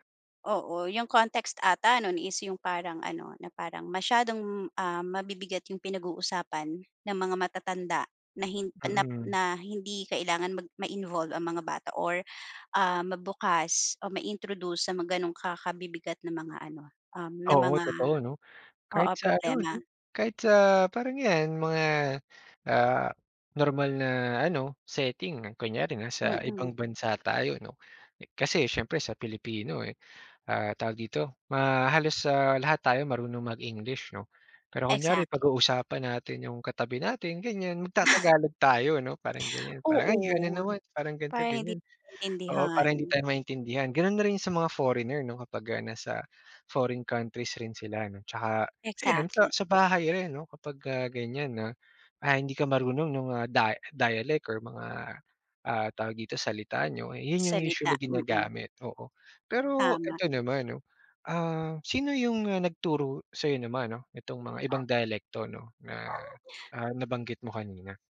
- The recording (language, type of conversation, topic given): Filipino, podcast, Anong wika o diyalekto ang ginagamit sa bahay noong bata ka pa?
- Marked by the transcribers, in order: other background noise